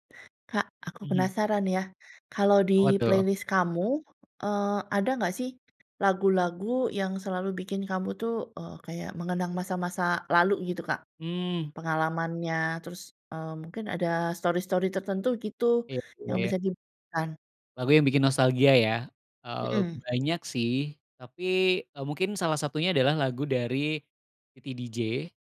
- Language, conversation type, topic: Indonesian, podcast, Lagu apa yang selalu membuat kamu merasa nostalgia, dan mengapa?
- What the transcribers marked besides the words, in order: in English: "playlist"